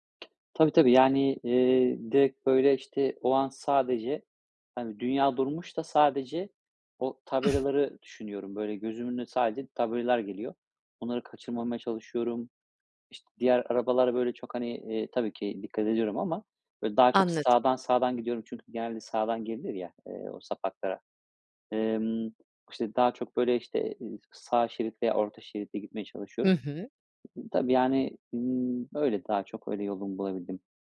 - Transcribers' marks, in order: other background noise; chuckle; tapping; other noise
- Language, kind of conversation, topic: Turkish, podcast, Telefonunun şarjı bittiğinde yolunu nasıl buldun?